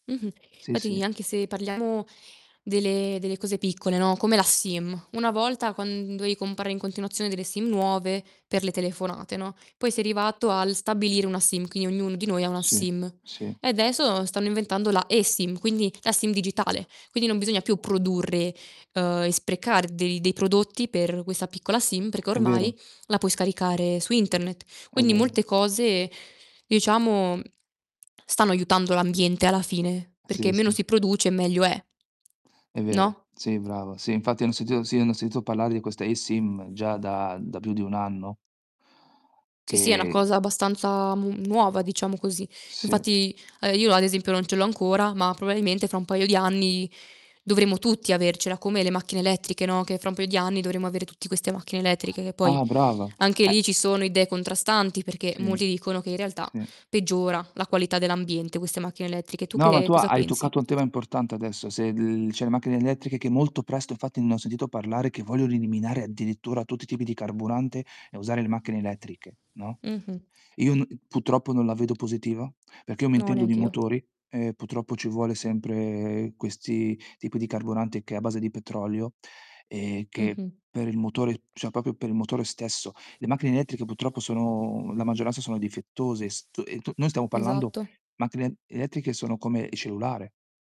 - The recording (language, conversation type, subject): Italian, unstructured, Come può la tecnologia aiutare a proteggere l’ambiente?
- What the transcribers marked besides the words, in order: distorted speech; "dovevi" said as "dovei"; "quindi" said as "chini"; "adesso" said as "adeso"; other background noise; tapping; "cioè" said as "ceh"; static; "purtroppo" said as "putroppo"; "purtroppo" said as "putroppo"; "cioè" said as "ceh"; "proprio" said as "propio"; "purtroppo" said as "putroppo"